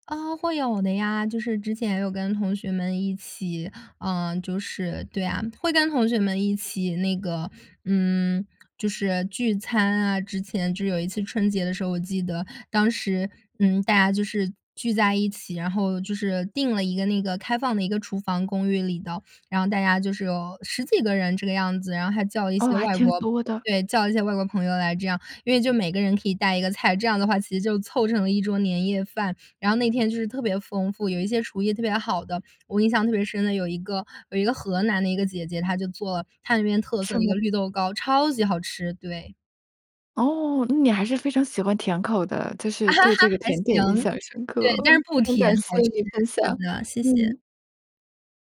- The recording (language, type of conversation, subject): Chinese, podcast, 你家乡有哪些与季节有关的习俗？
- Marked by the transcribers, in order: other background noise; laugh